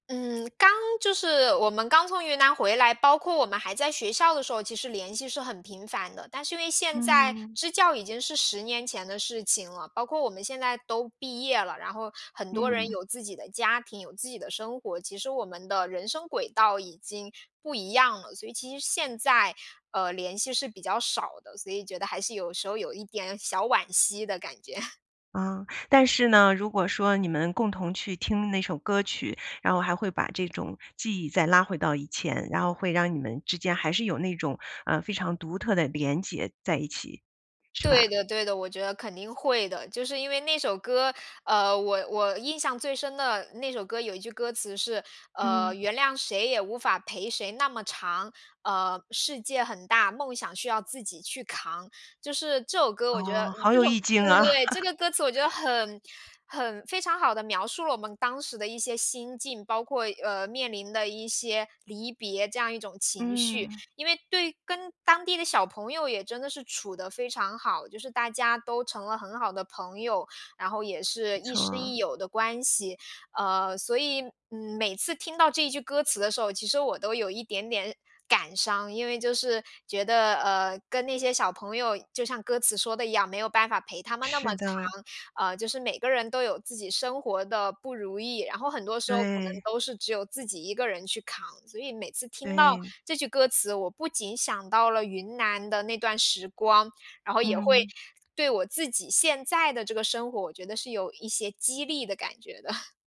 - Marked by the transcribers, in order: other background noise; laugh; laugh; laughing while speaking: "的"
- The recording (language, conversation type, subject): Chinese, podcast, 有没有那么一首歌，一听就把你带回过去？